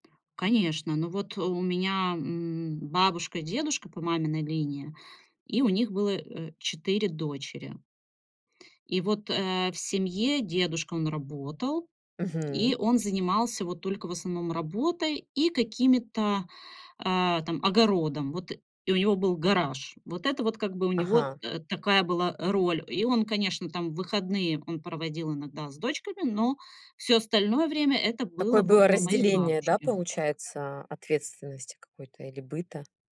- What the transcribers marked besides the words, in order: none
- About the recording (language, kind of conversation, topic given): Russian, podcast, Как меняются роли отца и матери от поколения к поколению?